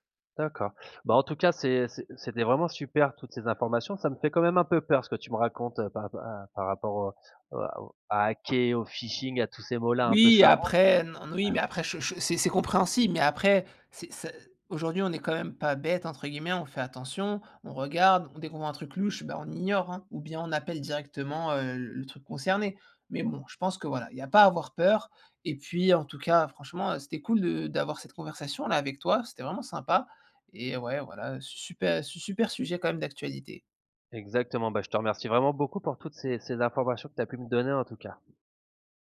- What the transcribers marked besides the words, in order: in English: "hacker"; in English: "phishing"; other background noise
- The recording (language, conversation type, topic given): French, podcast, Comment détectes-tu un faux message ou une arnaque en ligne ?